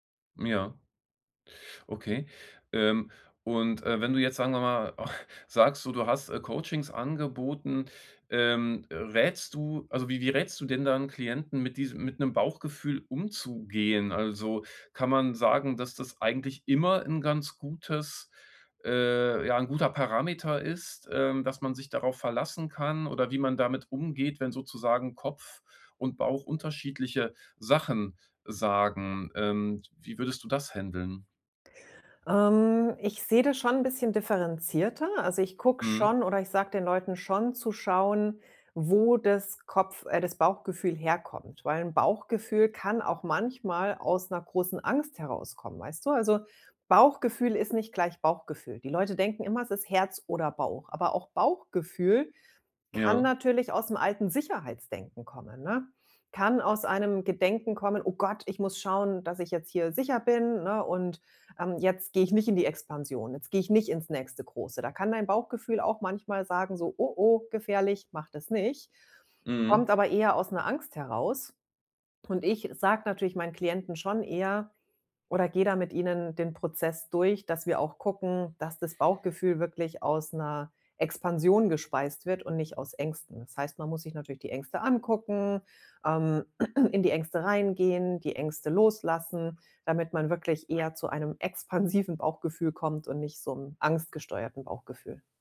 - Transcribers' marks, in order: chuckle; throat clearing; laughing while speaking: "expansiven"
- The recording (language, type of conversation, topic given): German, podcast, Erzähl mal von einer Entscheidung, bei der du auf dein Bauchgefühl gehört hast?